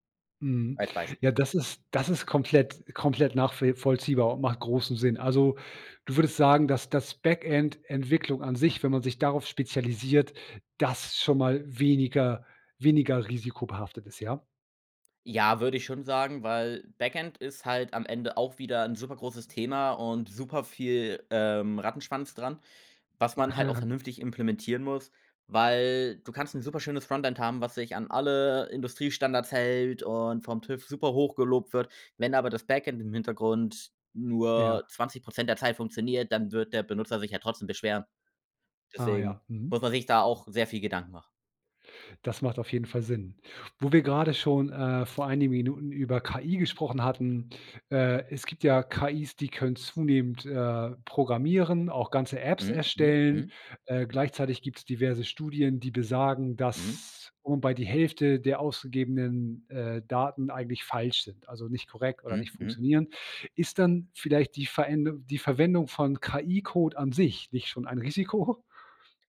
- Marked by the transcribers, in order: chuckle; laughing while speaking: "Risiko?"
- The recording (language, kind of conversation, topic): German, podcast, Wann gehst du lieber ein Risiko ein, als auf Sicherheit zu setzen?